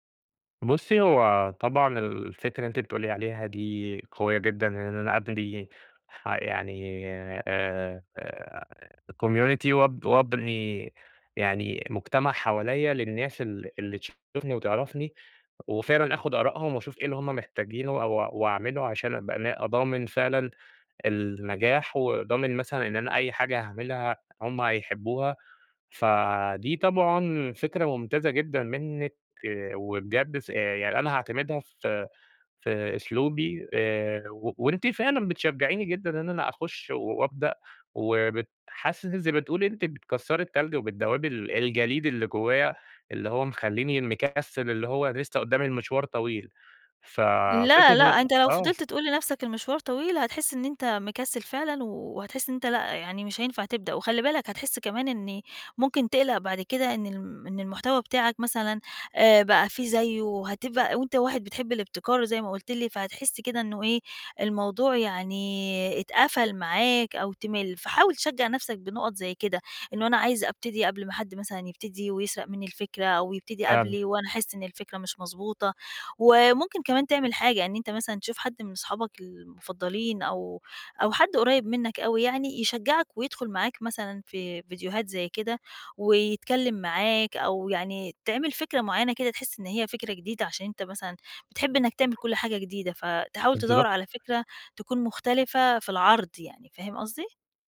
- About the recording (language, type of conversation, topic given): Arabic, advice, إزاي أتعامل مع فقدان الدافع إني أكمل مشروع طويل المدى؟
- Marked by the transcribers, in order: in English: "community"; tapping; unintelligible speech